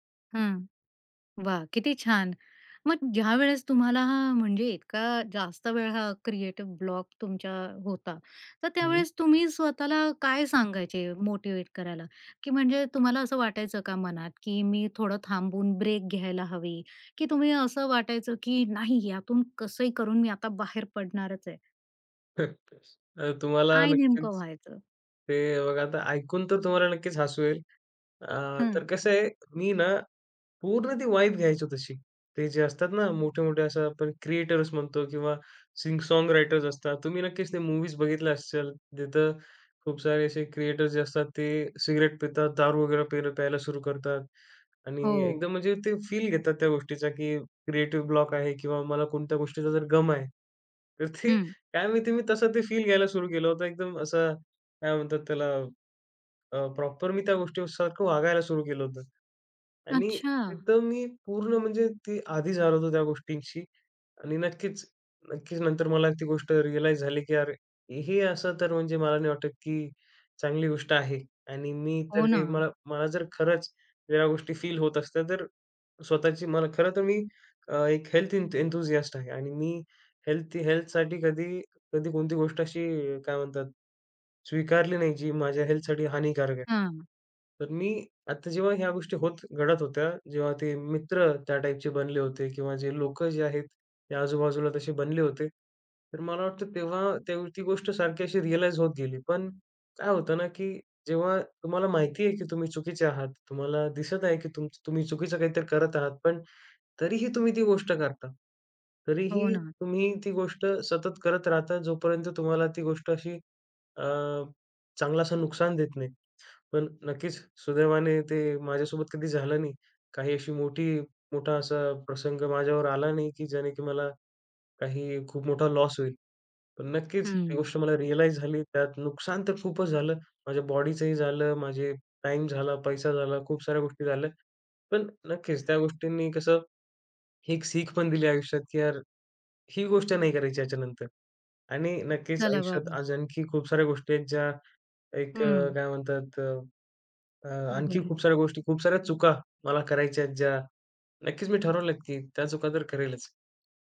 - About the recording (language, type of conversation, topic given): Marathi, podcast, सर्जनशीलतेचा अडथळा आला तर पुढे तुम्ही काय करता?
- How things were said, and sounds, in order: in English: "क्रिएटिव ब्लॉक"; in English: "मोटिव्हेट"; unintelligible speech; in English: "वाईब"; in English: "क्रिएटर्स"; in English: "सिंग सॉन्ग रायटर्स"; in English: "क्रिएटर्स"; in English: "फील"; in English: "क्रिएटिव्ह ब्लॉक"; laughing while speaking: "तर ते"; in English: "फील"; in English: "प्रॉपर"; in English: "रियलाइज"; in English: "फील"; in English: "हेल्थ एन्थ हेल्थ एन्थूसियास्ट"; in English: "हेल्थ हेल्थसाठी"; in English: "हेल्थसाठी"; in English: "टाईपचे"; in English: "रियलाइज"; in English: "लॉस"; in English: "रियलाइज"; in English: "बॉडीचंही"; in Hindi: "सीख"